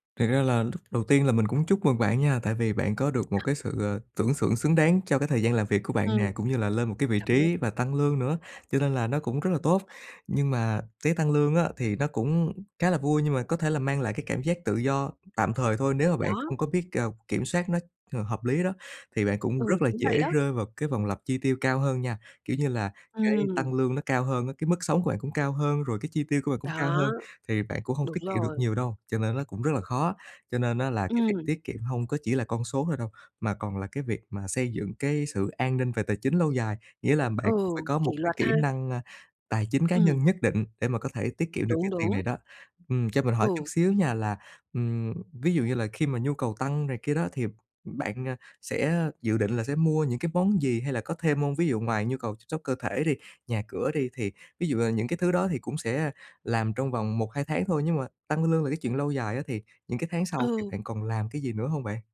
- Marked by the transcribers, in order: tapping; other background noise
- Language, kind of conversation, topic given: Vietnamese, advice, Làm sao để giữ thói quen tiết kiệm sau khi lương tăng?